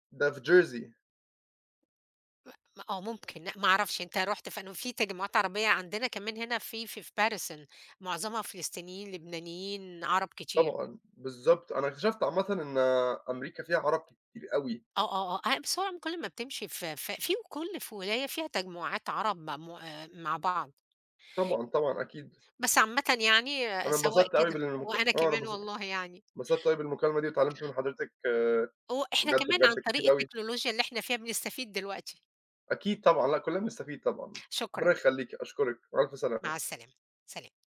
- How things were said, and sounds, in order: other background noise
- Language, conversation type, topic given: Arabic, unstructured, إنت شايف إن السوشيال ميديا بتضيّع وقتنا أكتر ما بتفيدنا؟